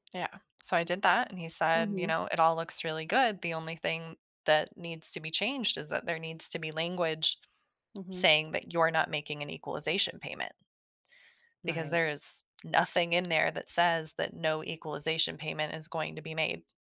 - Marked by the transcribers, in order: tapping
- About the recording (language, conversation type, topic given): English, advice, How can I reduce stress and improve understanding with my partner?